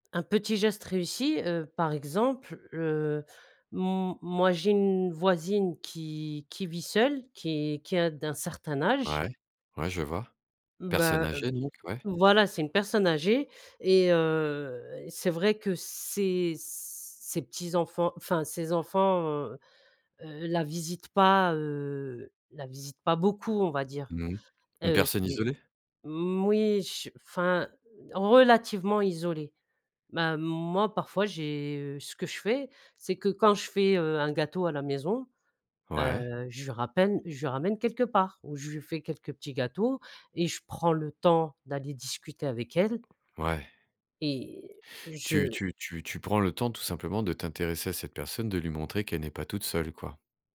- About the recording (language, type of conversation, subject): French, podcast, Quels petits gestes, selon toi, rapprochent les gens ?
- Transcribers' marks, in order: drawn out: "heu"; "ramène" said as "rapène"; stressed: "temps"; tapping